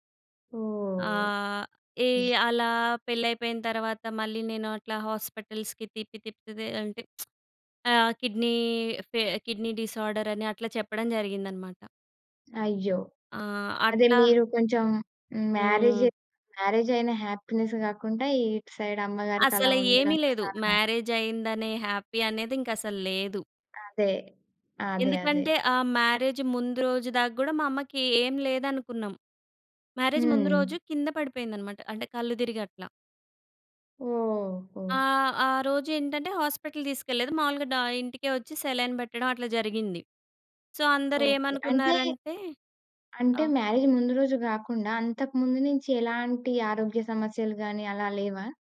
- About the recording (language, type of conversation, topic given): Telugu, podcast, మీ జీవితంలో ఎదురైన ఒక ముఖ్యమైన విఫలత గురించి చెబుతారా?
- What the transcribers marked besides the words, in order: other background noise; in English: "హాస్పిటల్స్‌కి"; lip smack; in English: "కిడ్నీ"; in English: "కిడ్నీ డిసార్డర్"; in English: "హ్యాపీనెస్"; in English: "సైడ్"; in English: "హ్యాపీ"; in English: "మ్యారేజ్"; in English: "మ్యారేజ్"; in English: "సెలైన్"; in English: "సో"; in English: "మ్యారేజ్"